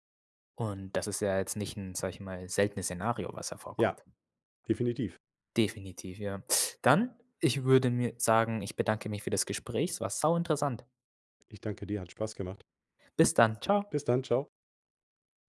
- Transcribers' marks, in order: none
- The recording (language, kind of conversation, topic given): German, podcast, Wie wichtig sind dir Datenschutz-Einstellungen in sozialen Netzwerken?